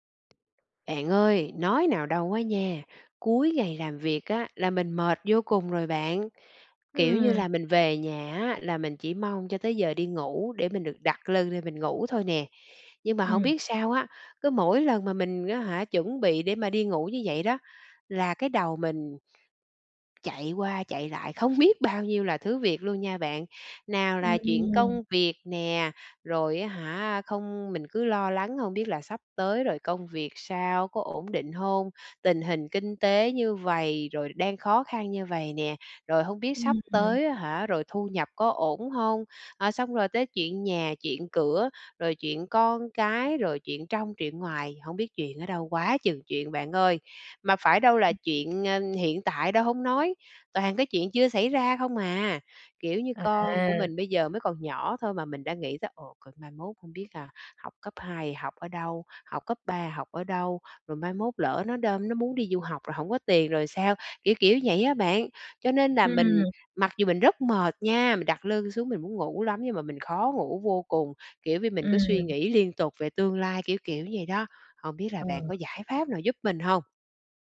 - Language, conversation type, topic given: Vietnamese, advice, Khó ngủ vì suy nghĩ liên tục về tương lai
- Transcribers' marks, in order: tapping